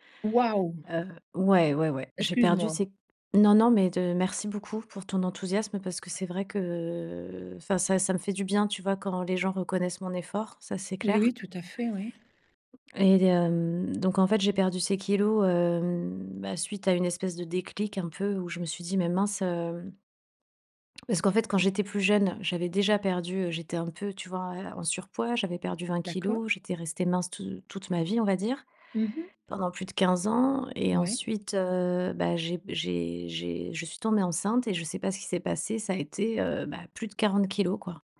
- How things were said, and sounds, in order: none
- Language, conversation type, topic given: French, advice, Pourquoi avez-vous du mal à tenir un programme d’exercice régulier ?